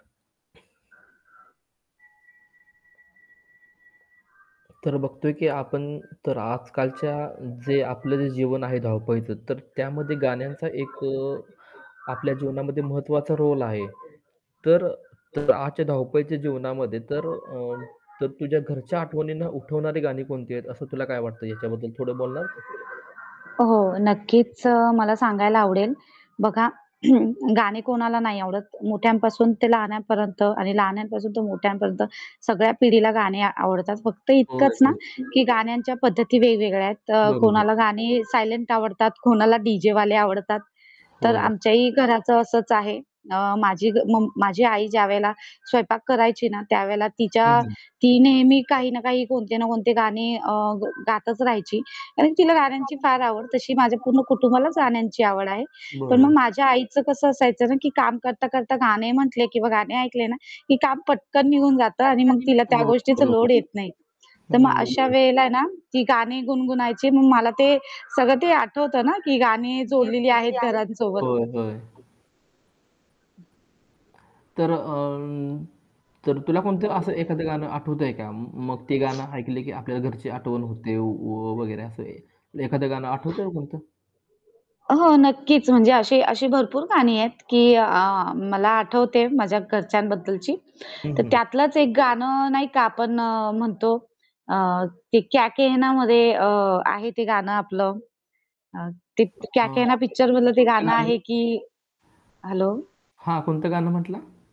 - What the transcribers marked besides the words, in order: static; other background noise; music; background speech; tapping; throat clearing; distorted speech; in English: "रोल"; mechanical hum; unintelligible speech; in English: "सायलेंट"
- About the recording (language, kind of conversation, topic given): Marathi, podcast, घरच्या आठवणी जागवणारी कोणती गाणी तुम्हाला लगेच आठवतात?
- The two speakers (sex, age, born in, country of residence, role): female, 30-34, India, India, guest; male, 25-29, India, India, host